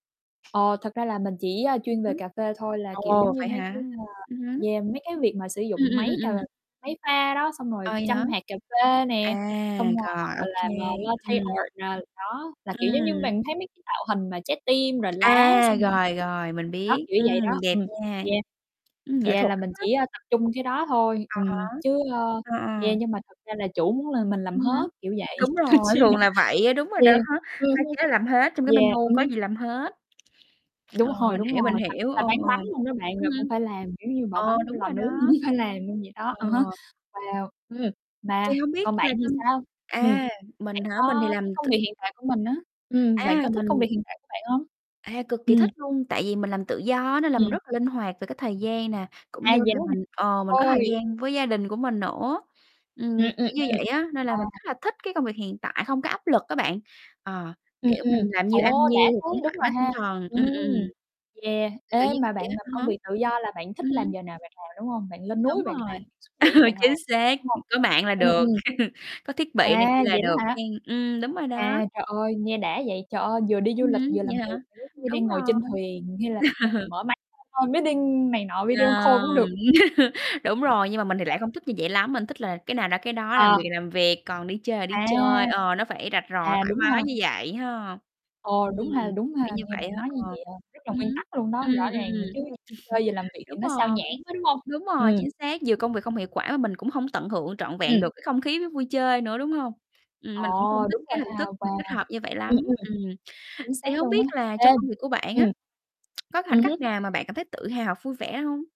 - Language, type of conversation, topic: Vietnamese, unstructured, Bạn thích điều gì nhất ở công việc hiện tại?
- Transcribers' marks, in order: distorted speech; other background noise; mechanical hum; in English: "art"; tapping; unintelligible speech; unintelligible speech; laughing while speaking: "nên chi là"; laughing while speaking: "đó"; laughing while speaking: "cũng"; unintelligible speech; laugh; laugh; laugh; unintelligible speech; in English: "call meeting"; in English: "video call"; laugh; other noise; static; chuckle; tongue click